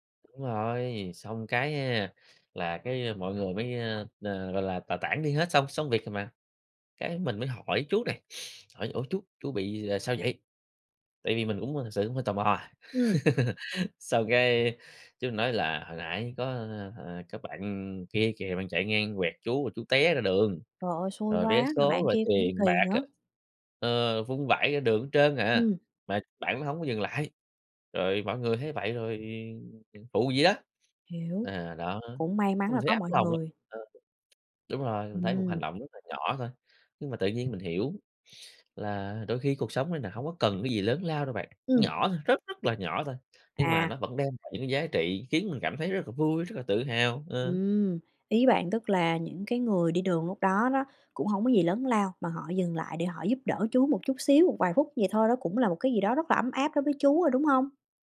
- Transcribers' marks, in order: sniff; laugh; tapping
- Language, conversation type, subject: Vietnamese, podcast, Bạn có thể kể một kỷ niệm khiến bạn tự hào về văn hoá của mình không nhỉ?